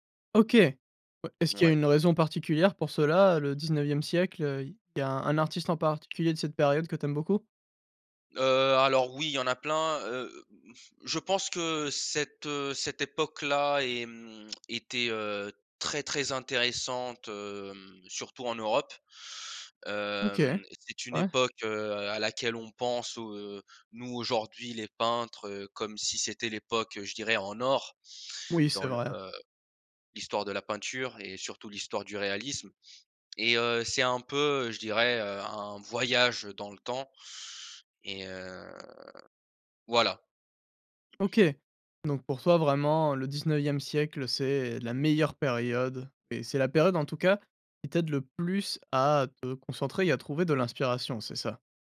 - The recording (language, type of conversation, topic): French, podcast, Comment trouves-tu l’inspiration pour créer quelque chose de nouveau ?
- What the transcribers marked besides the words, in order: drawn out: "mmh"; drawn out: "heu"; other background noise; drawn out: "c'est"; stressed: "meilleure"